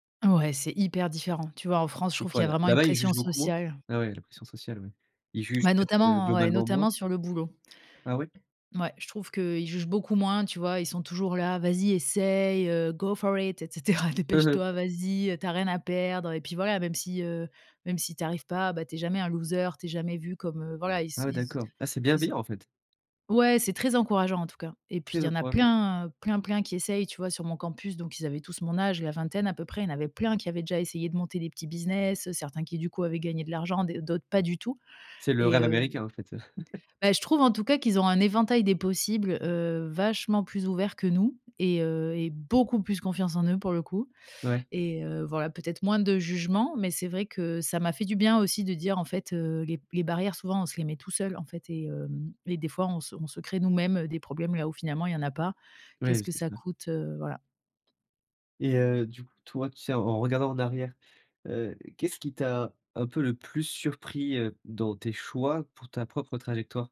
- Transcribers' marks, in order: tapping; in English: "go for it"; laughing while speaking: "et cetera"; chuckle; chuckle; stressed: "beaucoup"
- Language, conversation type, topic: French, podcast, Quel conseil donnerais-tu à la personne que tu étais à 18 ans ?